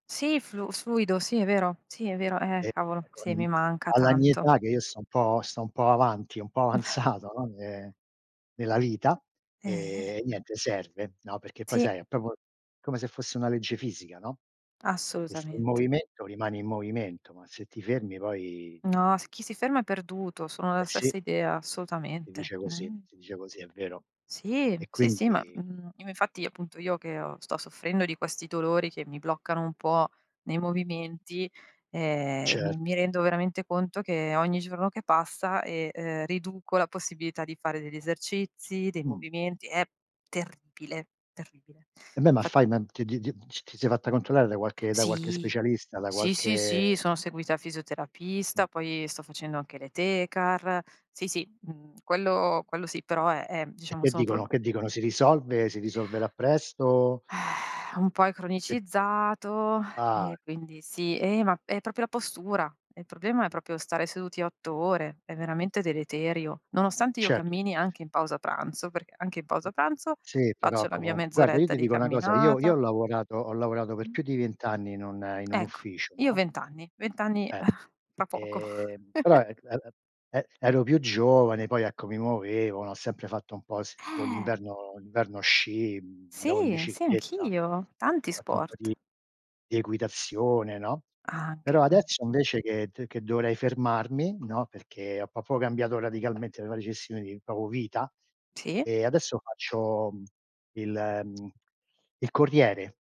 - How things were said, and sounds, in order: other background noise; chuckle; "proprio" said as "propo"; sigh; "proprio" said as "propio"; "proprio" said as "propio"; other noise; tapping; chuckle; "proprio" said as "propo"; "proprio" said as "propo"
- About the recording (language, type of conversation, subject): Italian, unstructured, Come integri l’attività fisica nella tua vita quotidiana?